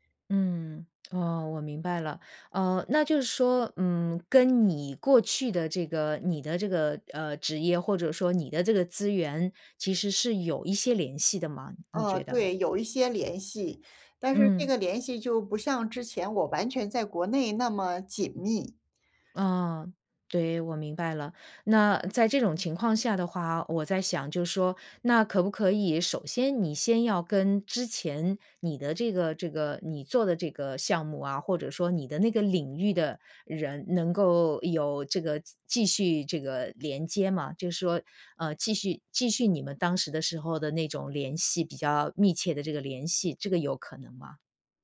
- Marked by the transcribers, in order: other background noise
- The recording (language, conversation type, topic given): Chinese, advice, 我該如何建立一個能支持我走出新路的支持性人際網絡？